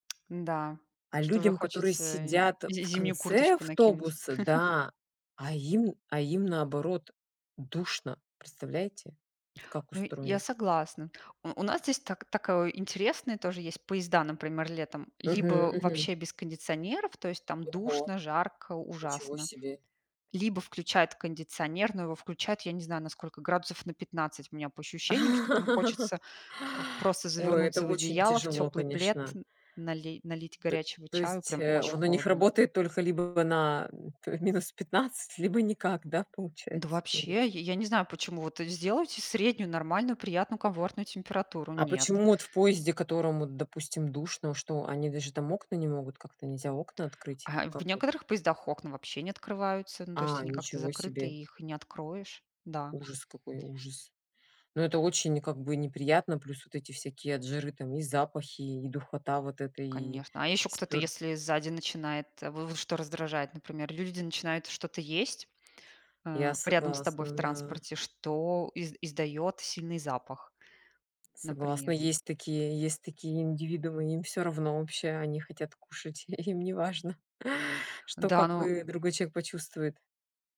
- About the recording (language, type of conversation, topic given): Russian, unstructured, Что вас выводит из себя в общественном транспорте?
- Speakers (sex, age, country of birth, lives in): female, 40-44, Russia, Italy; female, 40-44, Russia, United States
- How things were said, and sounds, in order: tapping; chuckle; laugh; other background noise; chuckle